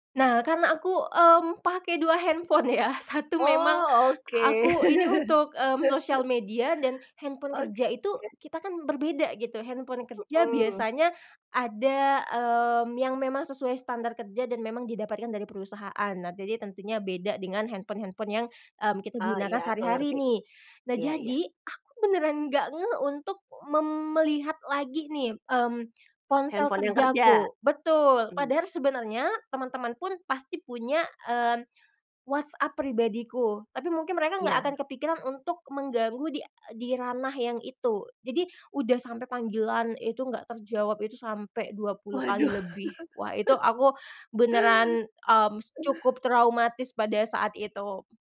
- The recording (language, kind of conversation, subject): Indonesian, podcast, Bagaimana biasanya kamu mengatasi kecanduan layar atau media sosial?
- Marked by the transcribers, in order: laughing while speaking: "handphone ya"; laugh; tapping; laughing while speaking: "Waduh"; laugh; other background noise